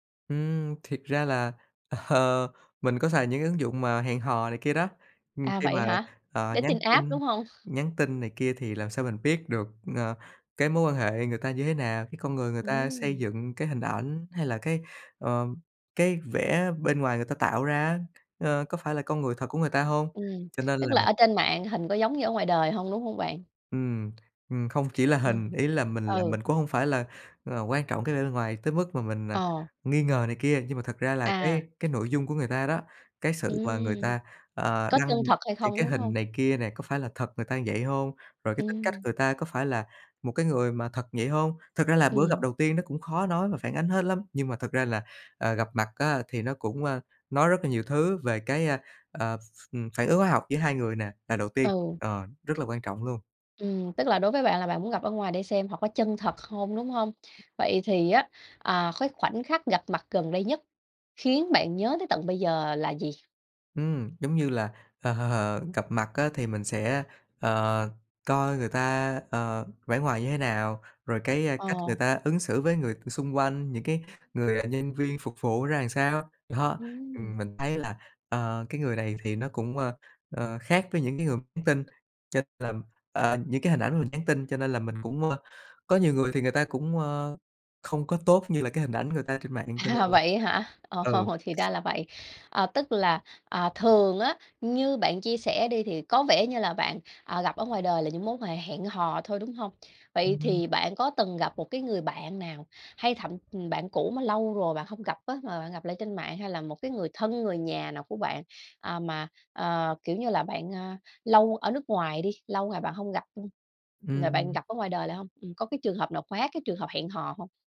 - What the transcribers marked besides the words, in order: laughing while speaking: "ờ"; in English: "Dating app"; tapping; other background noise; chuckle; laugh; laughing while speaking: "Ồ"
- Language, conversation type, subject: Vietnamese, podcast, Theo bạn, việc gặp mặt trực tiếp còn quan trọng đến mức nào trong thời đại mạng?